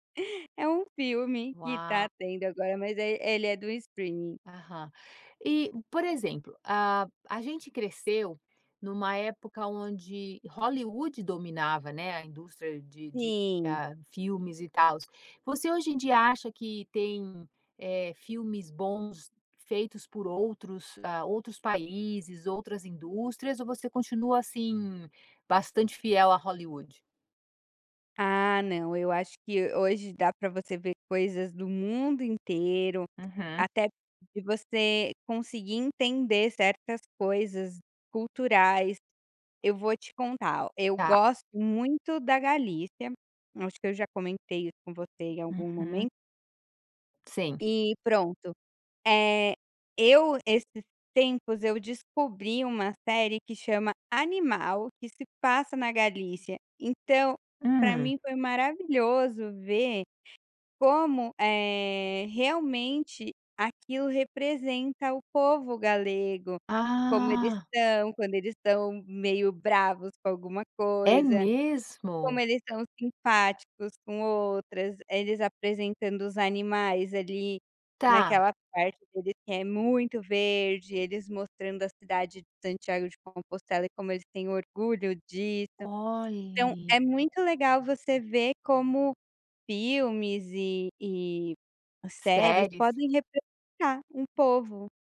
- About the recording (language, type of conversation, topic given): Portuguese, podcast, Como o streaming mudou, na prática, a forma como assistimos a filmes?
- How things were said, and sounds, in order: none